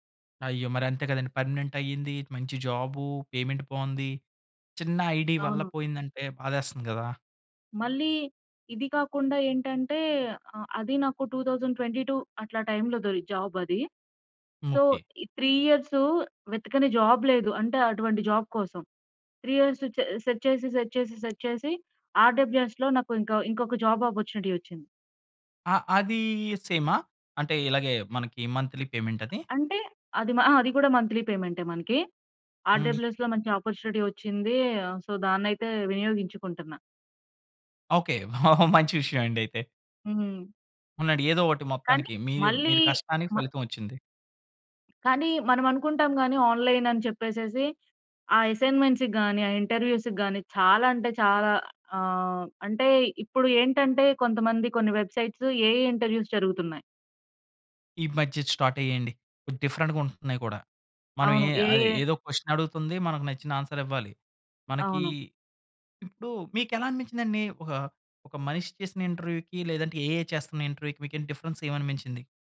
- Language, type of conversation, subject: Telugu, podcast, సరైన సమయంలో జరిగిన పరీక్ష లేదా ఇంటర్వ్యూ ఫలితం ఎలా మారింది?
- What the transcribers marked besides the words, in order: in English: "పర్మనెంట్"; in English: "పేమెంట్"; in English: "ఐడీ"; in English: "టూ థౌజండ్ ట్వెంటీ టూ"; in English: "జాబ్"; in English: "సో"; in English: "త్రీ"; in English: "జాబ్"; in English: "జాబ్"; in English: "త్రీ ఇయర్స్"; in English: "సెర్చ్"; in English: "సెర్చ్"; in English: "సెర్చ్"; in English: "ఆర్‌డబ్ల్యుఎస్‌లో"; in English: "జాబ్ ఆపర్చునిటీ"; in English: "మంత్‌లీ పేమెంట్"; other background noise; in English: "మంత్లీ"; in English: "ఆర్‌డబ‌ల్యూఎ‌స్‌లో"; in English: "అపార్చునిటీ"; in English: "సో"; chuckle; in English: "ఆన్‌లై‌న్"; in English: "ఎ‌సైన్‌మెం‌ట్స్‌కి"; in English: "ఇంటర్‌వ్యూ‌స్‌కి"; in English: "వెబ్‌సై‌ట్స్ ఏఐ ఇంటర్‌వ్యూ‌స్"; in English: "స్టార్ట్"; in English: "డిఫరెంట్‌గా"; in English: "క్య‌షన్"; in English: "ఆన్‌స‌ర్"; in English: "ఇంటర్‌వ్యూ‌కి"; in English: "ఏఐ"; in English: "ఇంటర్‌వ్యూ‌కి"; in English: "డిఫరెన్స్"